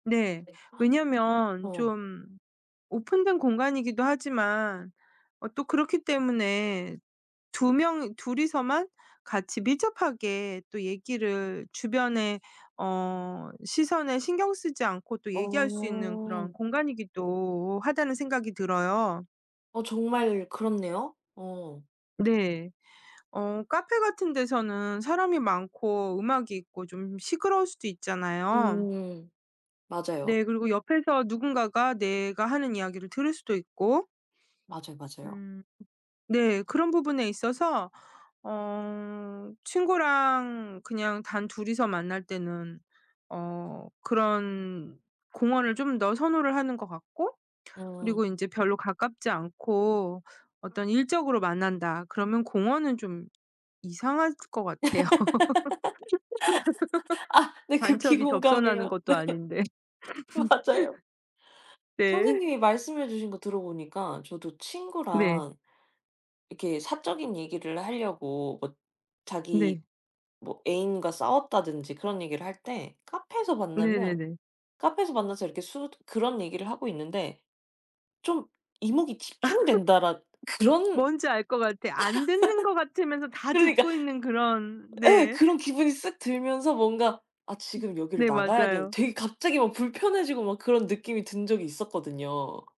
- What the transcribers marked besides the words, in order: gasp; other background noise; background speech; tapping; drawn out: "어"; laugh; laughing while speaking: "아 네. 극히 공감해요. 네. 맞아요"; laughing while speaking: "같아요"; laugh; laughing while speaking: "아닌데. 네"; laughing while speaking: "아"; laugh; laughing while speaking: "그러니까"
- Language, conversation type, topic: Korean, unstructured, 친구를 만날 때 카페와 공원 중 어디를 더 자주 선택하시나요?